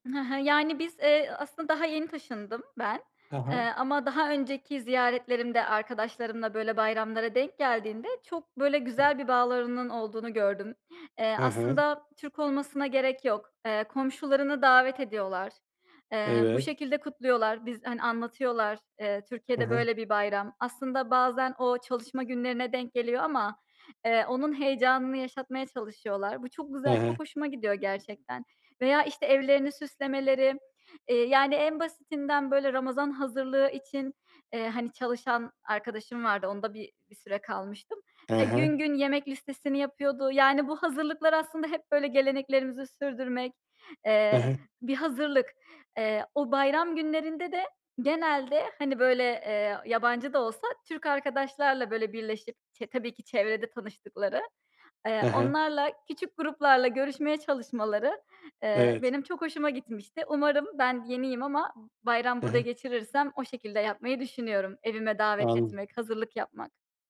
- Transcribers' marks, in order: other background noise
- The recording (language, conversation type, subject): Turkish, podcast, Bayramlarda ya da kutlamalarda seni en çok etkileyen gelenek hangisi?